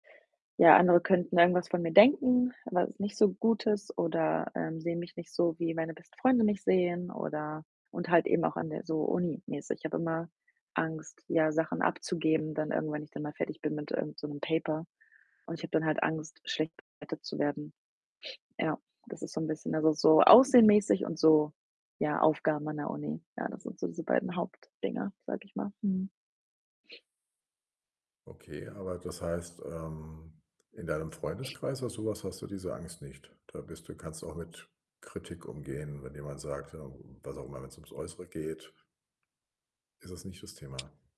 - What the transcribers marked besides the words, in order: static
- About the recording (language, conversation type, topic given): German, advice, Wie kann ich trotz Angst vor Bewertung und Scheitern ins Tun kommen?